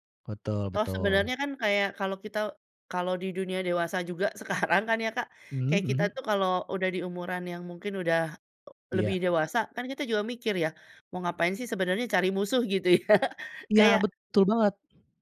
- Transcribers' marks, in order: laughing while speaking: "sekarang"; tapping; laughing while speaking: "gitu ya"
- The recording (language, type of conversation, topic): Indonesian, podcast, Apa yang membantumu memaafkan orang tua atau saudara?